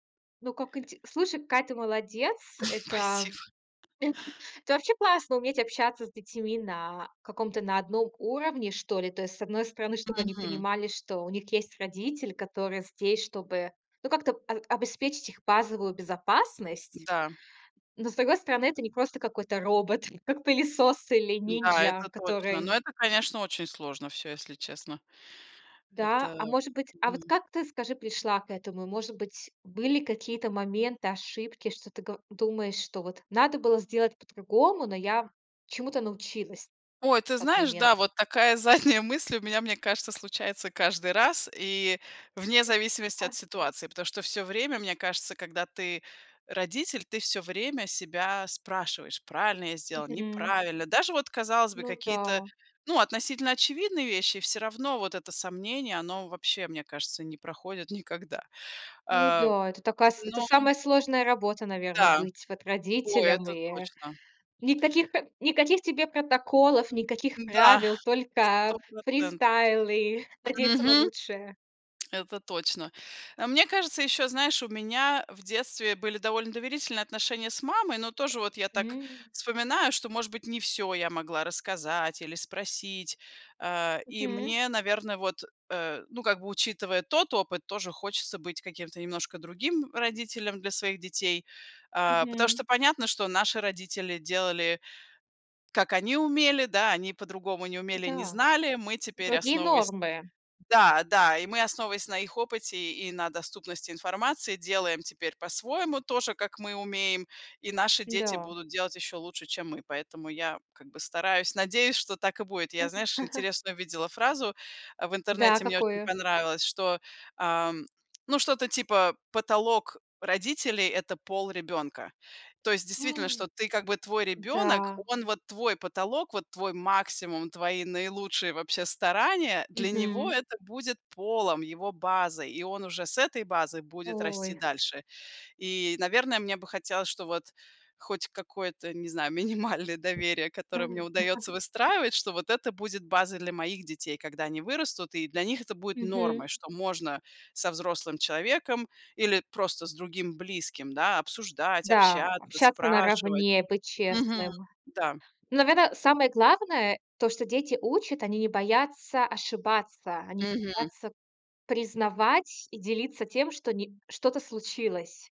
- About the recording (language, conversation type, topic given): Russian, podcast, Как ты выстраиваешь доверие в разговоре?
- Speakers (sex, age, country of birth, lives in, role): female, 25-29, Russia, United States, host; female, 40-44, Russia, United States, guest
- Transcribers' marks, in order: chuckle; other background noise; tapping; "ниндзя" said as "нинжя"; laughing while speaking: "задняя"; chuckle; gasp; laughing while speaking: "минимальное"; chuckle